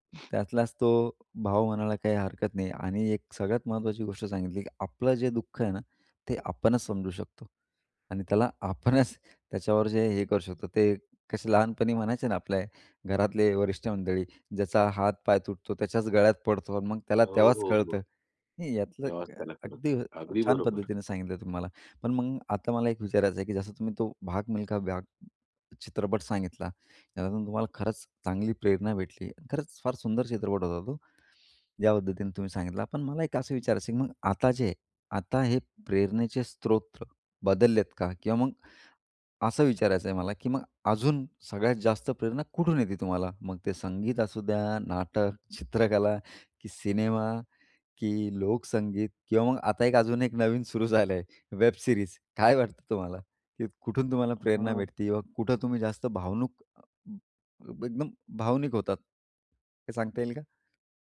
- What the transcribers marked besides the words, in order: laughing while speaking: "आपणच"; "भाग" said as "भ्याग"; anticipating: "मग ते संगीत असू द्या … आहे, वेब सीरीज"; tapping
- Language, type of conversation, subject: Marathi, podcast, कला आणि मनोरंजनातून तुम्हाला प्रेरणा कशी मिळते?